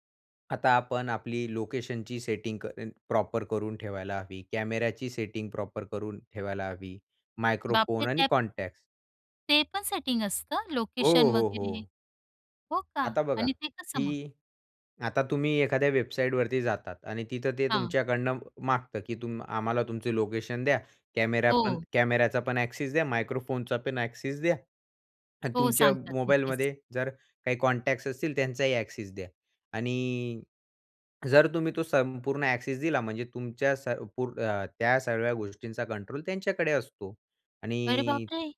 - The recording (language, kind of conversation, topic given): Marathi, podcast, गोपनीयता सेटिंग्ज योग्य रीतीने कशा वापराव्यात?
- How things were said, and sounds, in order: in English: "प्रॉपर"; in English: "प्रॉपर"; in English: "मायक्रोफोन"; in English: "कॉन्टॅक्ट्स"; surprised: "ते पण सेटिंग असतं? लोकेशन वगैरे? हो का"; in English: "ॲक्सेस"; in English: "ॲक्सेस"; in English: "कॉन्टॅक्ट्स"; in English: "ॲक्सेस"; in English: "ॲक्सेस"; afraid: "अरे बापरे!"